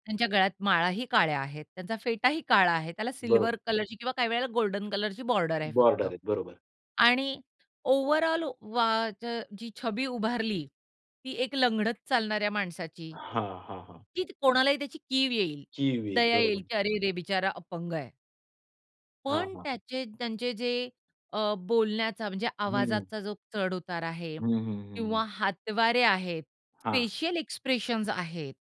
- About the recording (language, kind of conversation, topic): Marathi, podcast, कथेतील पात्रांना जिवंत वाटेल असं तुम्ही कसं घडवता?
- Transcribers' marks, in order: tapping; other background noise; in English: "ओव्हरऑल"